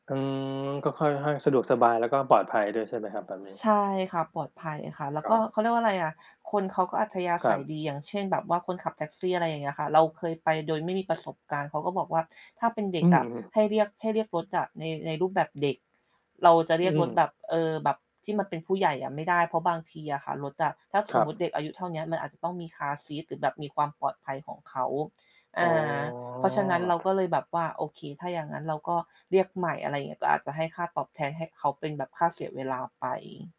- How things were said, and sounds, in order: static; tapping; distorted speech
- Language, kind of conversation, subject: Thai, unstructured, คุณมีประสบการณ์ท่องเที่ยวครั้งไหนที่ประทับใจที่สุด?